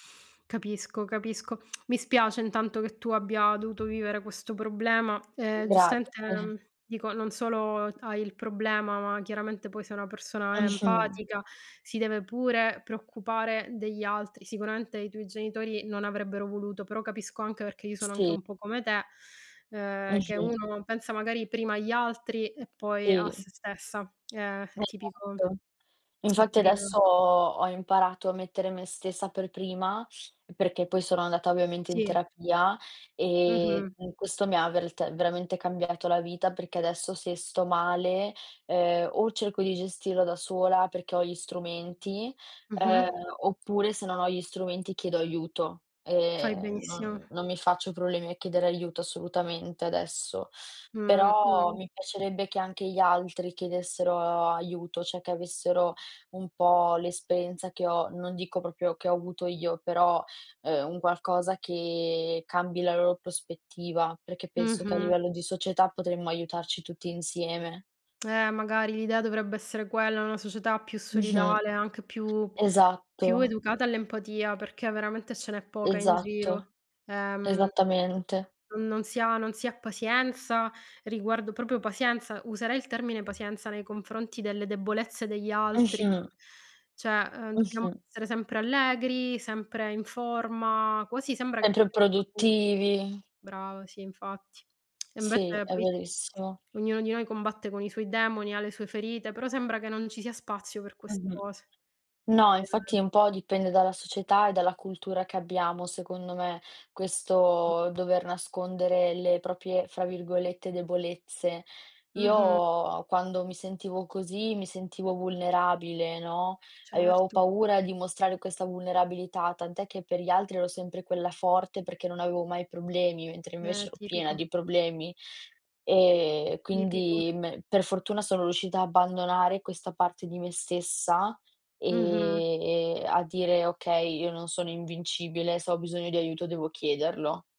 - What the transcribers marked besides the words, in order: other background noise; "Sì" said as "tì"; unintelligible speech; tsk; "cioè" said as "ceh"; "proprio" said as "propio"; "pazienza" said as "pasiensa"; "proprio" said as "propio"; "pazienza" said as "pasiensa"; "pazienza" said as "pasiensa"; "Cioè" said as "ceh"; tapping; other noise; unintelligible speech; "proprie" said as "propie"
- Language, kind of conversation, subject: Italian, unstructured, Secondo te, perché molte persone nascondono la propria tristezza?